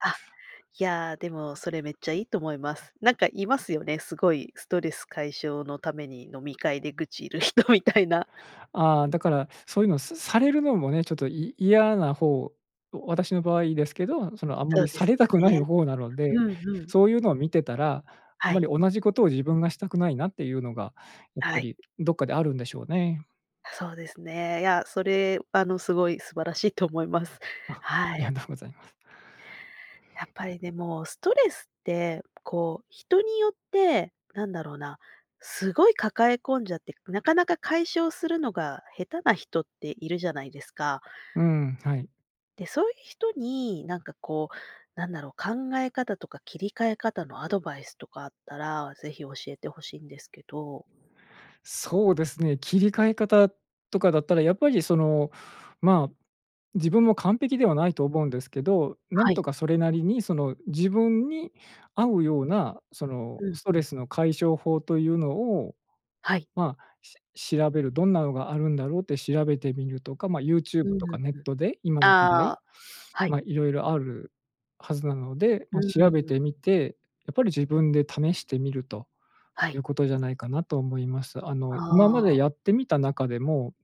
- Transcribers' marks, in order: laughing while speaking: "愚痴る人みたいな"; other background noise; tapping
- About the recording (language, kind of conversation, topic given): Japanese, podcast, ストレスがたまったとき、普段はどのように対処していますか？